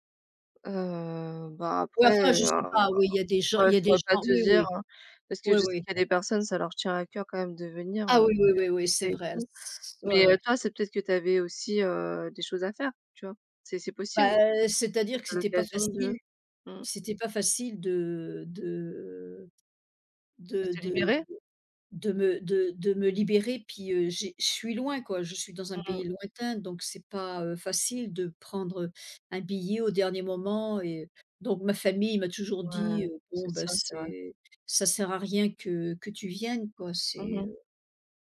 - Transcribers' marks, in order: drawn out: "Heu"; unintelligible speech
- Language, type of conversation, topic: French, unstructured, Pourquoi les traditions sont-elles importantes dans une société ?